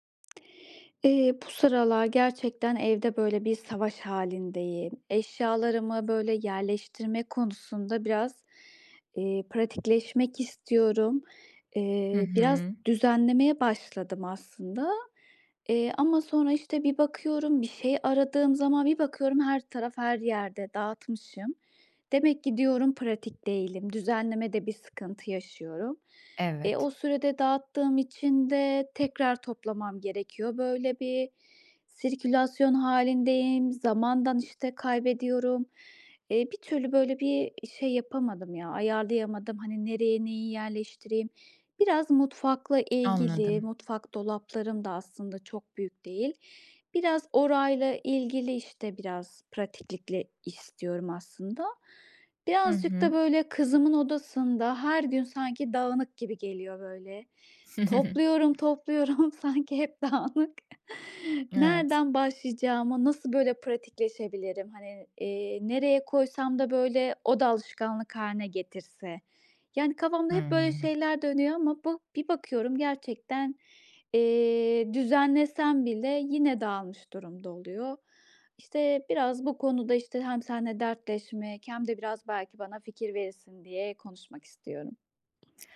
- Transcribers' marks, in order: tapping; chuckle; laughing while speaking: "sanki hep dağınık"
- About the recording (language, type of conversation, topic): Turkish, advice, Eşyalarımı düzenli tutmak ve zamanımı daha iyi yönetmek için nereden başlamalıyım?